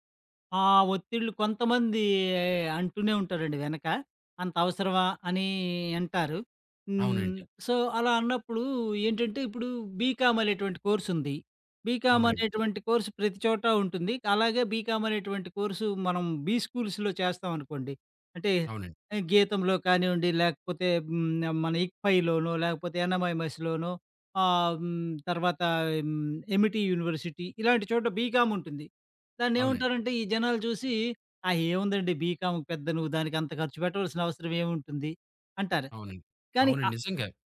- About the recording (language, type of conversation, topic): Telugu, podcast, పిల్లలకు తక్షణంగా ఆనందాలు కలిగించే ఖర్చులకే ప్రాధాన్యం ఇస్తారా, లేక వారి భవిష్యత్తు విద్య కోసం దాచిపెట్టడానికే ప్రాధాన్యం ఇస్తారా?
- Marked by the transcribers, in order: in English: "సో"; in English: "బీకామ్"; in English: "కోర్స్"; in English: "బీకామ్"; in English: "కోర్స్"; in English: "బీకామ్"; in English: "కోర్స్"; in English: "బీస్కూల్స్‌లొ"; in English: "యూనివర్సిటీ"; in English: "బీకామ్"; in English: "బీకామ్"